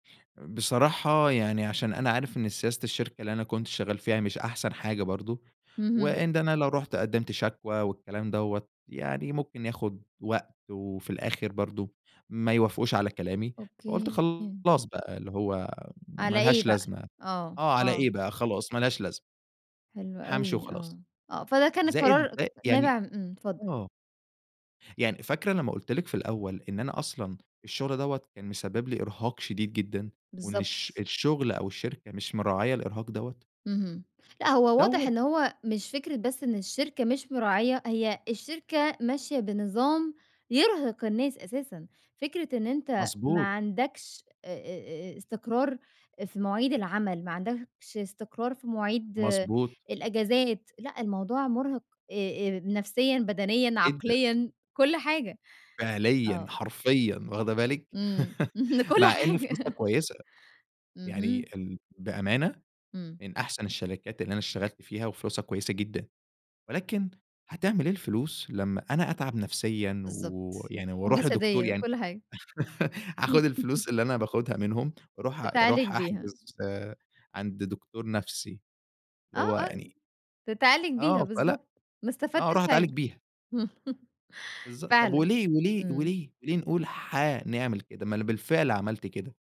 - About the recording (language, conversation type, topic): Arabic, podcast, إزاي الشركة بتتعامل مع الضغط والإرهاق؟
- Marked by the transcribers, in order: chuckle; laughing while speaking: "كُلّ حاجة"; other animal sound; chuckle; chuckle